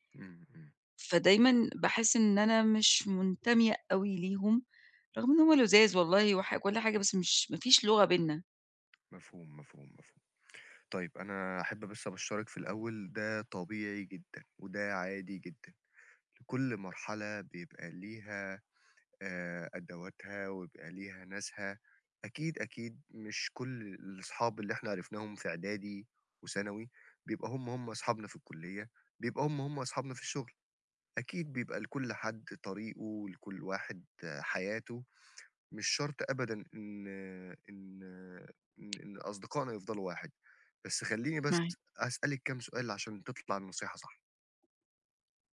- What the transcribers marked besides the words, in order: tapping
- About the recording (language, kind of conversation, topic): Arabic, advice, إزاي بتتفكك صداقاتك القديمة بسبب اختلاف القيم أو أولويات الحياة؟